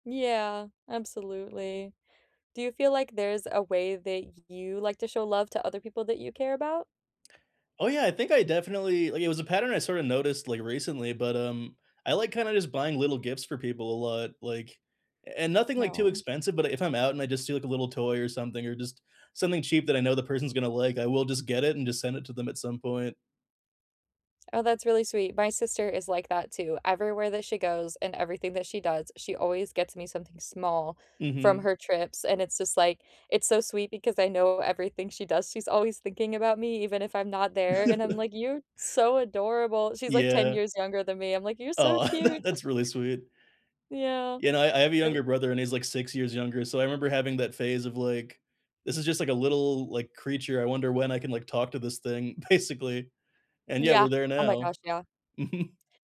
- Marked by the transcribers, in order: laugh; laugh; chuckle; other background noise; unintelligible speech; laughing while speaking: "basically"; laughing while speaking: "Mhm"
- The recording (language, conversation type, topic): English, unstructured, Can you remember a moment when you felt really loved?